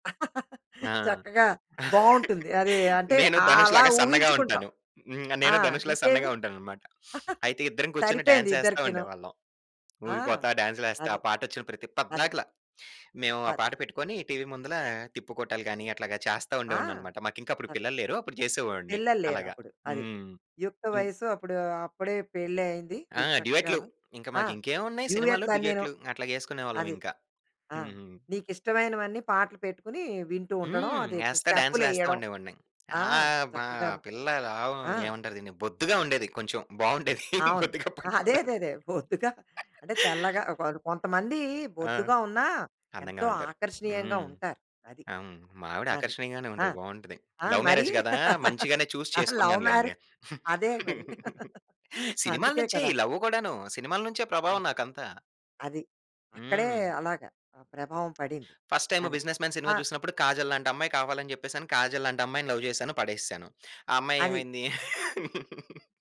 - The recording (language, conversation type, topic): Telugu, podcast, ఏదైనా సినిమా లేదా నటుడు మీ వ్యక్తిగత శైలిపై ప్రభావం చూపించారా?
- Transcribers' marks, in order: laugh; chuckle; sniff; chuckle; laughing while speaking: "బొద్దుగా పట్టుకోవడానికి"; giggle; laughing while speaking: "బొద్దుగా"; in English: "లవ్ మ్యారేజ్"; in English: "లవ్"; laugh; tapping; in English: "ఫస్ట్"; in English: "లవ్"; laugh